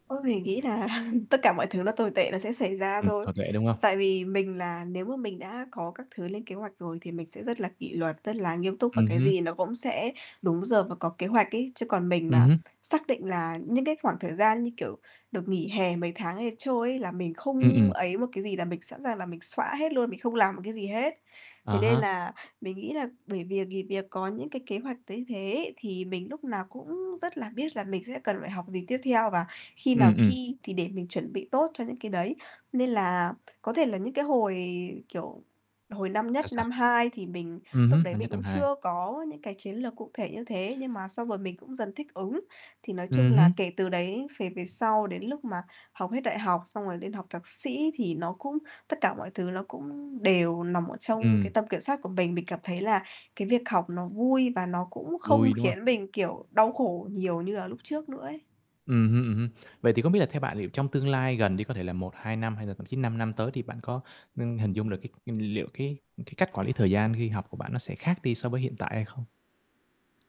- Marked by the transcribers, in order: static; laughing while speaking: "là"; chuckle; tapping; other background noise; distorted speech
- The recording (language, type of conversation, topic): Vietnamese, podcast, Bí quyết quản lý thời gian khi học của bạn là gì?